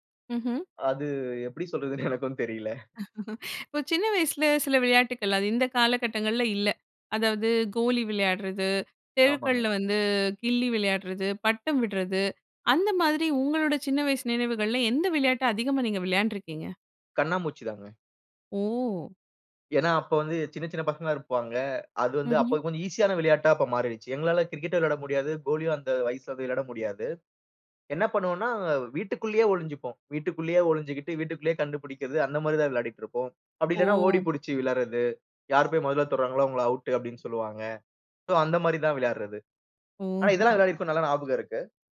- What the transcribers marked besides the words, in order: tapping; laughing while speaking: "எனக்கும்"; laugh; other background noise; in English: "சோ"; laughing while speaking: "ஓ!"
- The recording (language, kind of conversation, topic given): Tamil, podcast, உங்கள் முதல் நண்பருடன் நீங்கள் எந்த விளையாட்டுகளை விளையாடினீர்கள்?